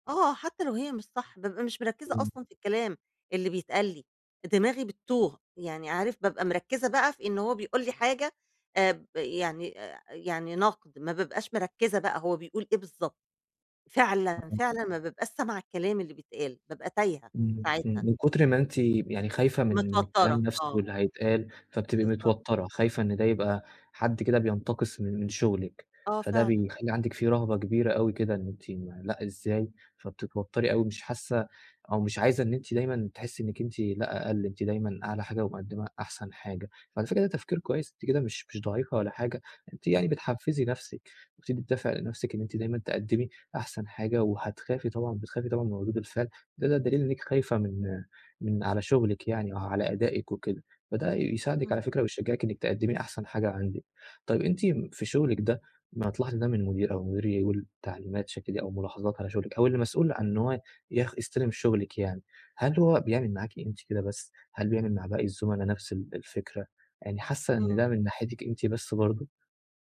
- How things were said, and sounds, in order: unintelligible speech; other background noise; unintelligible speech; tapping
- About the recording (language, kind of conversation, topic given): Arabic, advice, ازاي أهدّي قلقي وتوتري لما حد يديلي ملاحظات؟